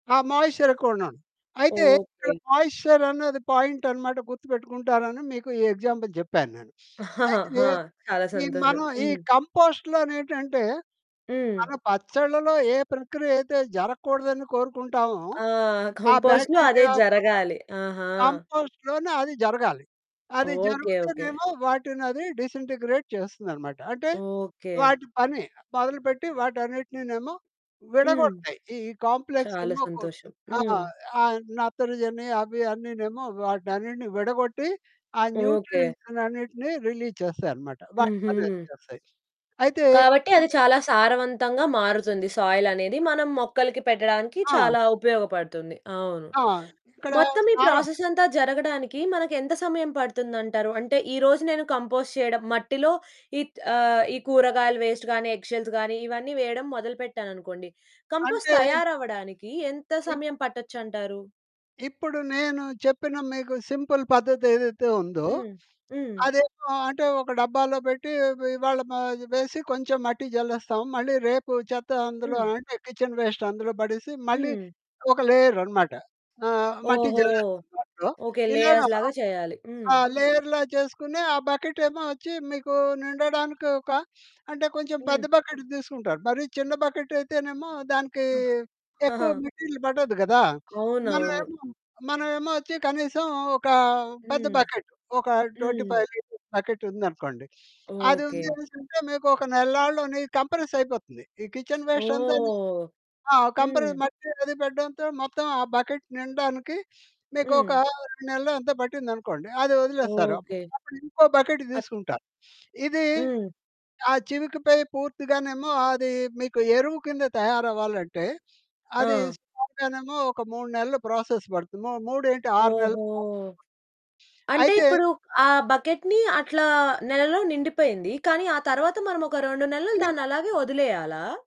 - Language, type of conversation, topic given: Telugu, podcast, మన బगीచాలో కంపోస్టు తయారు చేయడం ఎలా మొదలుపెట్టాలి?
- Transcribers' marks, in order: in English: "మాయిశ్చర్"; in English: "మాయిశ్చర్"; chuckle; in English: "ఎగ్జాంపుల్"; in English: "కంపోస్ట్‌లో"; in English: "కంపోస్ట్‌లో"; in English: "బాక్టీరియా"; distorted speech; in English: "కంపోస్ట్‌లోనే"; in English: "డిసెంటిగ్రేడ్"; in English: "కాంప్లెక్స్"; in English: "న్యూట్రియంట్స్"; in English: "రిలీజ్"; other background noise; unintelligible speech; in English: "ప్రాసెస్"; in English: "కంపోస్ట్"; in English: "వేస్ట్"; in English: "ఎగ్ షెల్స్"; in English: "కంపోస్ట్"; in English: "సింపుల్"; in English: "కిచెన్ వేస్ట్"; in English: "లేయర్"; in English: "లేయర్‌లా"; in English: "లేయర్స్"; in English: "మెటీరియల్"; chuckle; in English: "ట్వంటీ ఫైవ్ లీటర్స్"; in English: "కిచెన్ వేస్ట్"; in English: "కంప్రెస్"; in English: "ప్రాసెస్"; in English: "ప్రాసెస్"